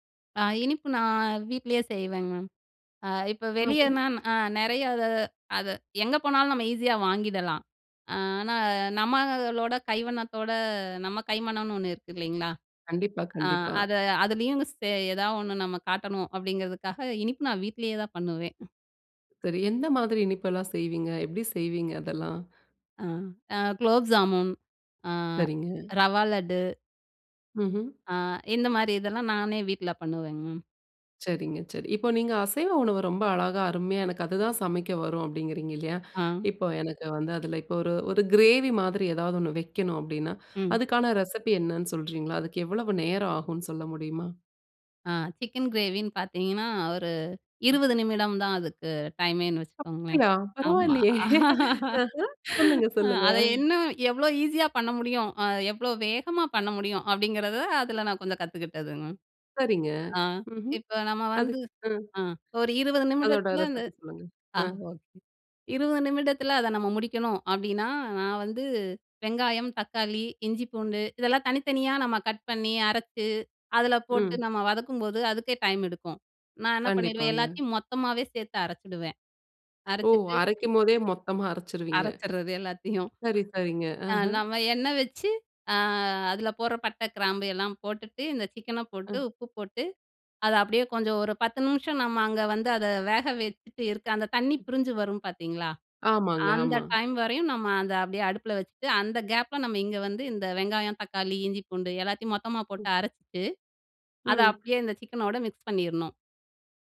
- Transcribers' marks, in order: drawn out: "நான்"; other noise; exhale; inhale; inhale; in English: "ரெசிபி"; laughing while speaking: "அப்படியா! பரவாயில்லையே, ஆஹ சொல்லுங்க, சொல்லுங்க"; laugh; in English: "ரெசிபி"; laughing while speaking: "அரைச்சிடுறது எல்லாத்தையும்"; inhale; tapping
- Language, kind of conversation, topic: Tamil, podcast, விருந்தினர்களுக்கு உணவு தயாரிக்கும் போது உங்களுக்கு முக்கியமானது என்ன?